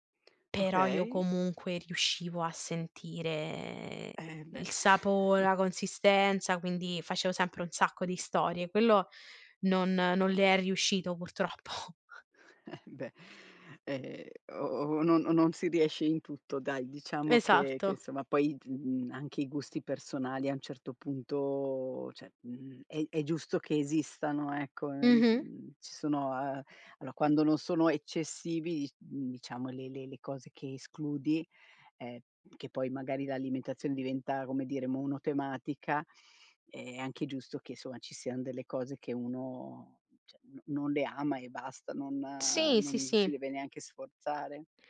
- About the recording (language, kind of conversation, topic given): Italian, podcast, Come prepari piatti nutrienti e veloci per tutta la famiglia?
- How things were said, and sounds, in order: chuckle; laughing while speaking: "purtroppo"; "cioè" said as "ceh"; "allora" said as "aloa"; "insomma" said as "soa"; "cioè" said as "ceh"